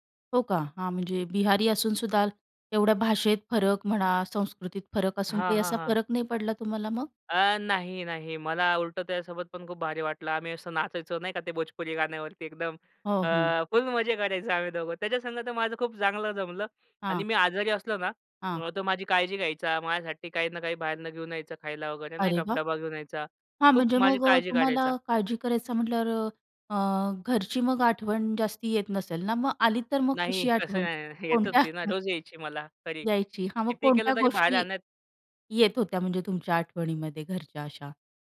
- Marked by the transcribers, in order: other background noise; laughing while speaking: "फुल मजे करायचो आम्ही दोघं. त्याच्यासंग तर माझं खूप चांगलं जमलं"; laughing while speaking: "नाही. तसं काही नाही. येत होती ना रोज यायची मला"; laughing while speaking: "कोणत्या"; tapping
- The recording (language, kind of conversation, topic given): Marathi, podcast, पहिल्यांदा घरापासून दूर राहिल्यावर तुम्हाला कसं वाटलं?